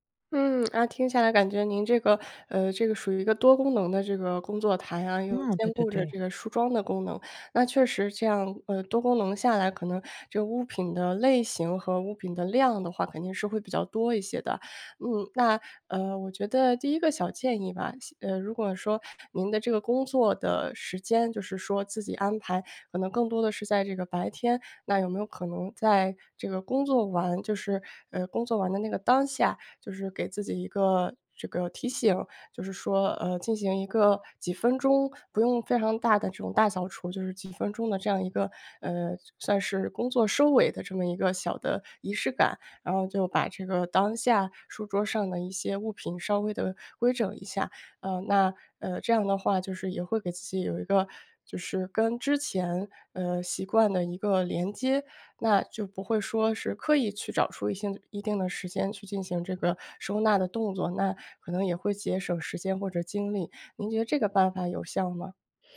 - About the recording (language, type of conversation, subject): Chinese, advice, 我怎样才能保持工作区整洁，减少杂乱？
- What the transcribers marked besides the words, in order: other background noise